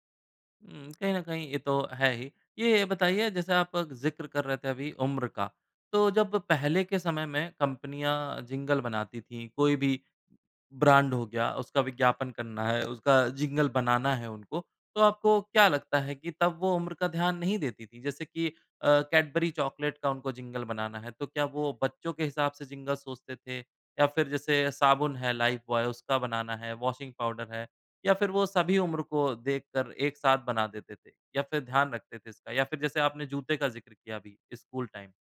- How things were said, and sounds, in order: tapping; in English: "कंपनियाँ जिंगल"; in English: "ब्रांड"; other background noise; in English: "जिंगल"; in English: "जिंगल"; in English: "जिंगल"; in English: "वाशिंग पाउडर"; in English: "टाइम"
- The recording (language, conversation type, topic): Hindi, podcast, किस पुराने विज्ञापन का जिंगल अब भी तुम्हारे दिमाग में घूमता है?